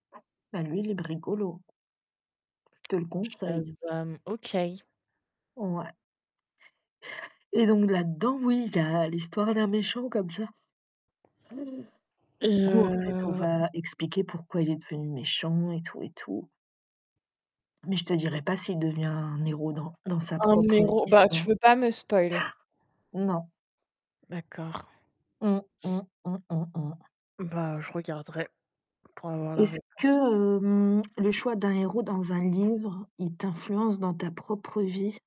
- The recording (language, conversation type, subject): French, unstructured, Préféreriez-vous être le héros d’un livre ou le méchant d’un film ?
- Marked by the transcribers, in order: static; other background noise; tapping; gasp; distorted speech